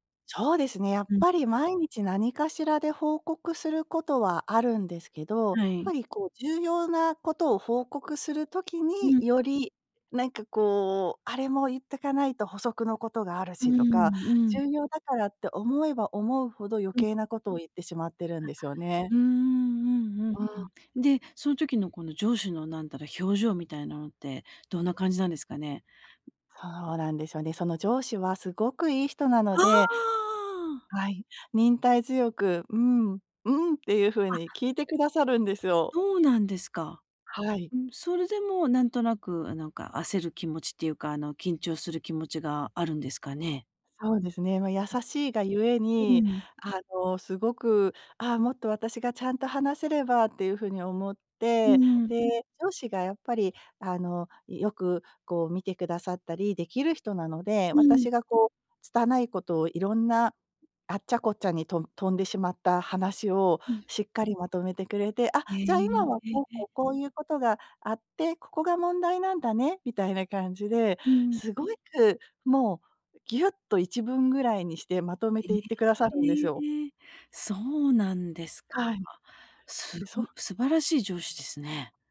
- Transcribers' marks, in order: other background noise; tapping; surprised: "ああ"; drawn out: "へえ"
- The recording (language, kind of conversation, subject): Japanese, advice, 短時間で要点を明確に伝えるにはどうすればよいですか？